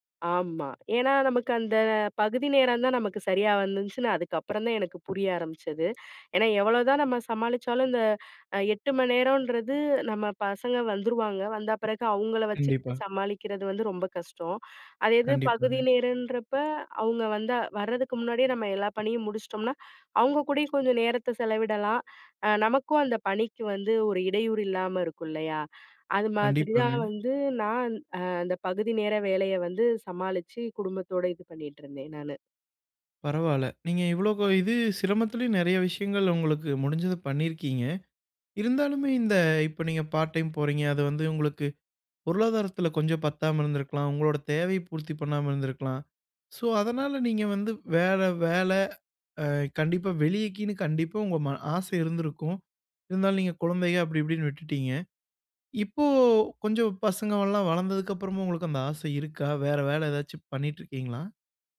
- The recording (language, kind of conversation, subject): Tamil, podcast, வேலைத் தேர்வு காலத்தில் குடும்பத்தின் அழுத்தத்தை நீங்கள் எப்படி சமாளிப்பீர்கள்?
- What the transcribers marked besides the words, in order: "வந்துச்சுன்னு" said as "வந்துன்ச்சுன்னு"; wind; tapping; "இவ்வளோ" said as "இவ்ளகோ"; "வெளியிலன்னு" said as "வெளியிக்கின்னு"; anticipating: "இப்போ கொஞ்சம் பசங்க வள்லாம் வளந்ததுக்கப்புறமும் … வேலை எதாச்சும் பண்ணிட்டுருக்கீங்களா?"; drawn out: "இப்போ"; "எல்லாம்" said as "வள்லாம்"